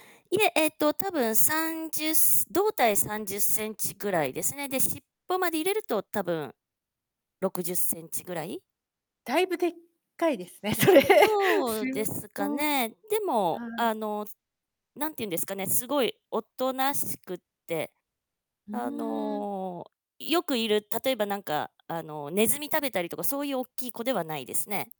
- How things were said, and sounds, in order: static; laughing while speaking: "それ"
- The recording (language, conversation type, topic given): Japanese, unstructured, ペットは家族にどのような影響を与えると思いますか？
- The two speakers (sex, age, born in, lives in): female, 45-49, Japan, United States; female, 45-49, Japan, United States